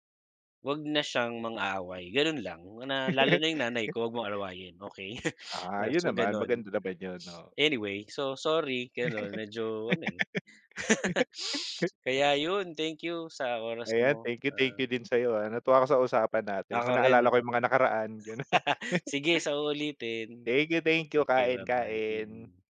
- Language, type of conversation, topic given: Filipino, unstructured, Paano mo hinaharap ang pag-aaway sa pamilya nang hindi nasisira ang relasyon?
- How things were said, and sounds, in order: laugh; laugh; laugh; laugh